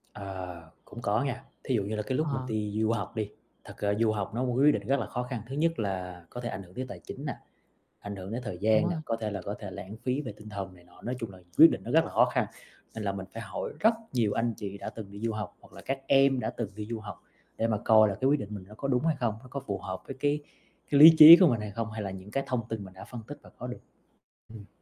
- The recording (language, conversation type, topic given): Vietnamese, podcast, Bạn thường tìm người cố vấn bằng cách nào?
- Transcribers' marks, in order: static; tapping; distorted speech; other background noise